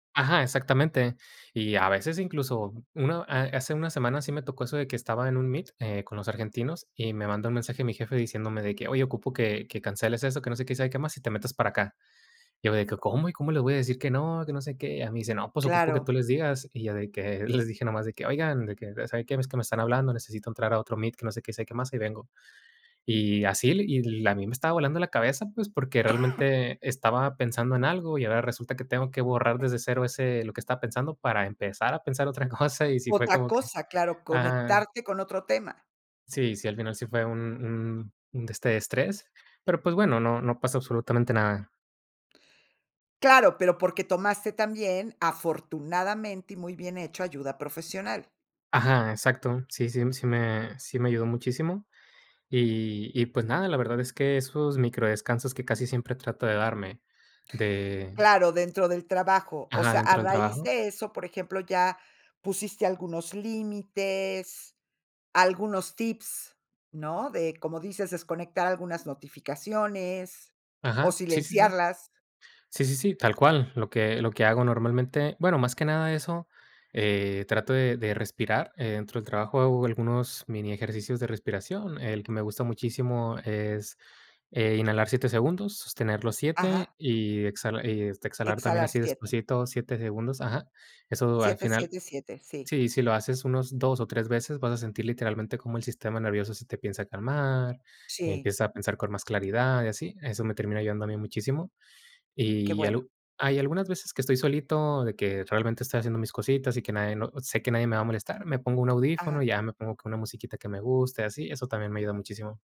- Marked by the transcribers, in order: in English: "meet"; in English: "meet"; cough
- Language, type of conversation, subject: Spanish, podcast, ¿Cómo estableces límites entre el trabajo y tu vida personal cuando siempre tienes el celular a la mano?